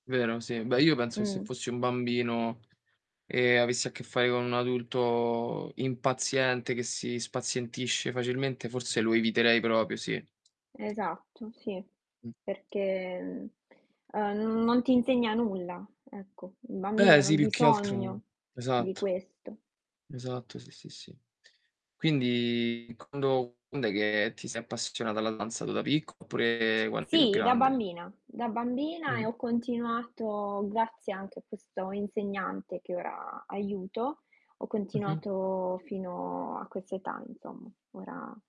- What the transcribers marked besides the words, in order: other background noise; tapping; drawn out: "adulto"; "proprio" said as "propio"; distorted speech; static
- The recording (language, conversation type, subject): Italian, unstructured, Quale hobby ti ha fatto vedere il mondo in modo diverso?